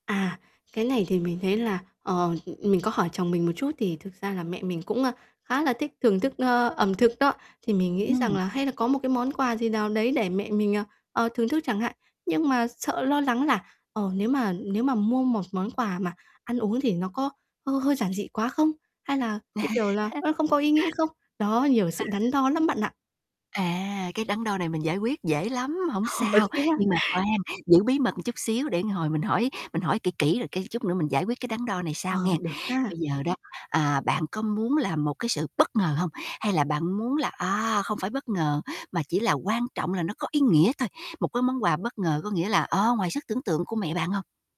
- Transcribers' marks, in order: static; laugh; unintelligible speech; distorted speech; laughing while speaking: "Ồ, thế á?"
- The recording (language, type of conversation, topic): Vietnamese, advice, Làm sao để chọn món quà thật ý nghĩa cho người khác?